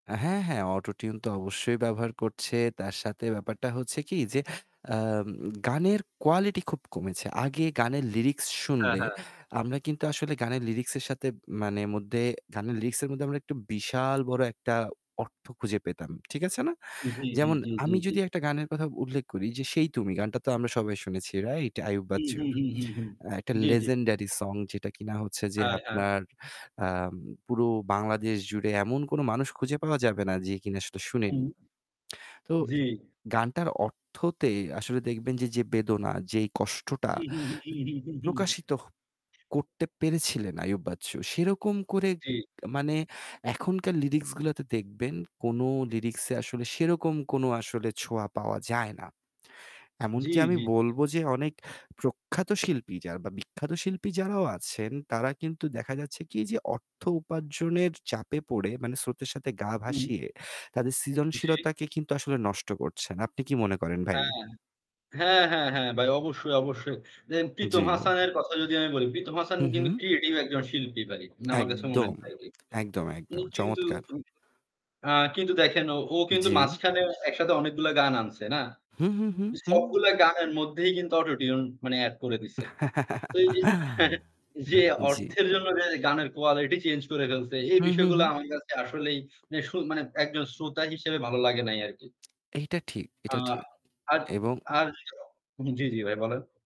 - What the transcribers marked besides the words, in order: static; chuckle; distorted speech; "দেখেন" said as "দেহেন"; lip smack; chuckle; laughing while speaking: "হ্যাঁ হ্যাঁ"; lip smack
- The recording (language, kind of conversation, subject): Bengali, unstructured, গানশিল্পীরা কি এখন শুধু অর্থের পেছনে ছুটছেন?